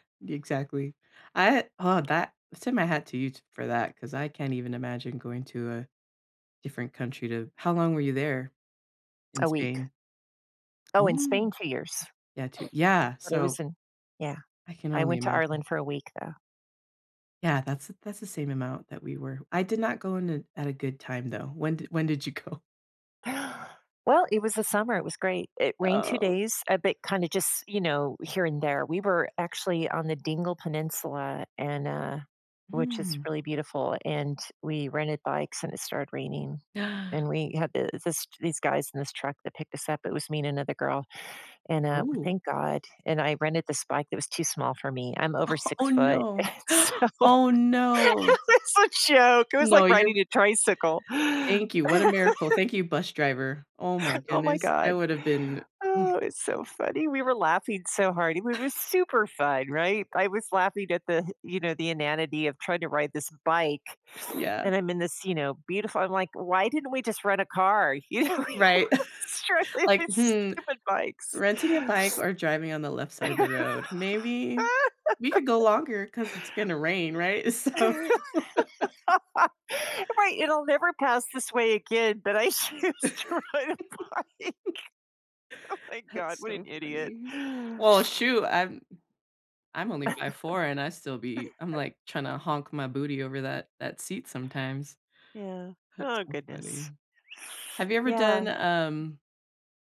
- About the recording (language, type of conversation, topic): English, unstructured, How can I meet someone amazing while traveling?
- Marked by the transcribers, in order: tapping; laughing while speaking: "go?"; chuckle; gasp; chuckle; laughing while speaking: "and so, it was a joke"; laugh; chuckle; sniff; laughing while speaking: "know, you wanna struggling with"; chuckle; laugh; laugh; laughing while speaking: "so"; laugh; laughing while speaking: "choose to ride a bike"; laugh; sniff; laugh; chuckle; sniff